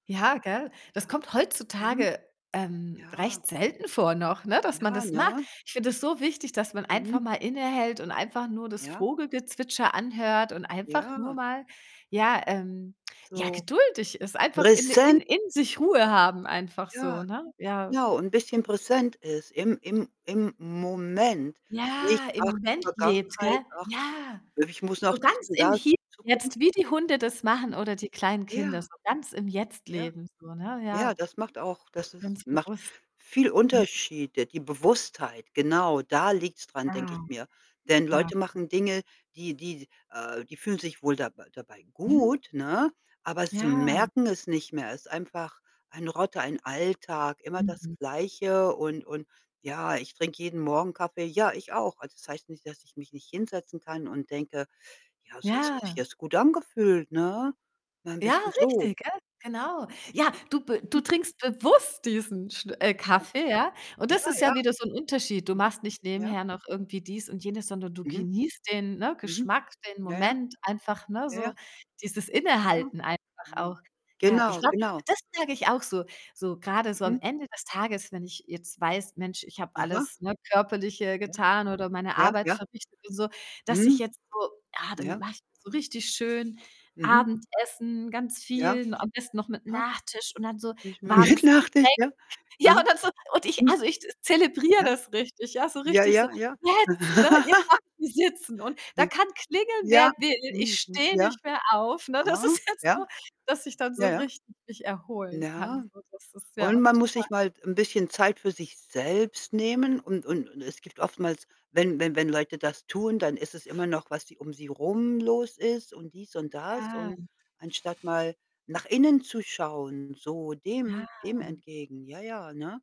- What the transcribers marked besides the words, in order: distorted speech; other background noise; stressed: "Moment"; drawn out: "Ja"; other noise; alarm; unintelligible speech; unintelligible speech; unintelligible speech; joyful: "Ja, und dann so und … mehr auf, ne?"; giggle; laughing while speaking: "Das ist jetzt so"
- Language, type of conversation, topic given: German, unstructured, Welche kleinen Dinge machen deinen Tag besser?